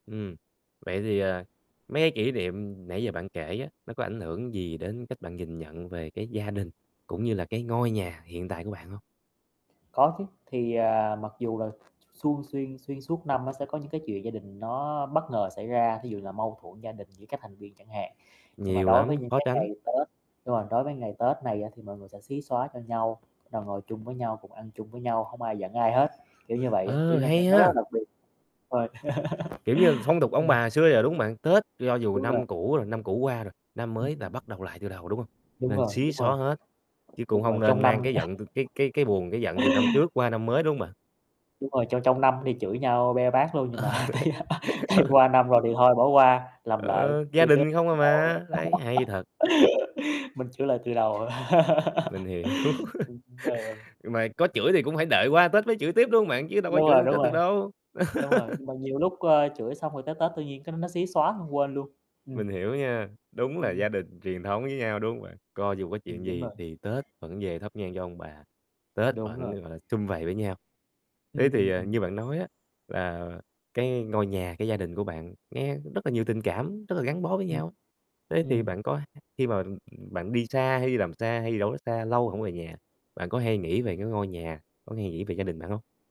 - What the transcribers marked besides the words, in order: tapping; static; other background noise; distorted speech; laugh; mechanical hum; chuckle; laughing while speaking: "Ờ, đấy. Ờ"; laughing while speaking: "mà thì, à, thì"; unintelligible speech; laugh; laughing while speaking: "hiểu"; chuckle; laugh; "cũng" said as "ưn"
- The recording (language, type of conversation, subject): Vietnamese, podcast, Bạn có kỷ niệm vui nào gắn liền với ngôi nhà của mình không?